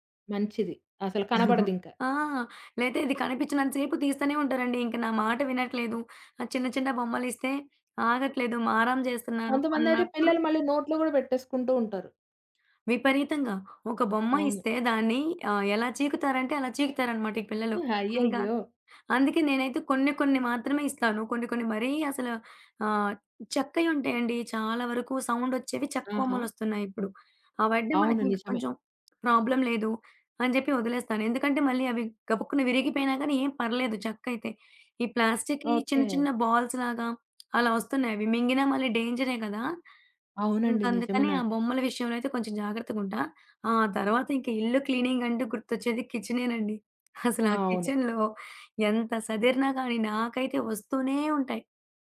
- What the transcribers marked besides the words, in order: giggle; giggle; in English: "సౌండ్"; other background noise; in English: "ప్రాబ్లమ్"; in English: "బాల్స్‌లాగా"; tapping; in English: "క్లీనింగ్"; in English: "కిచెన్‌లో"
- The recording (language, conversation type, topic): Telugu, podcast, 10 నిమిషాల్లో రోజూ ఇల్లు సర్దేసేందుకు మీ చిట్కా ఏమిటి?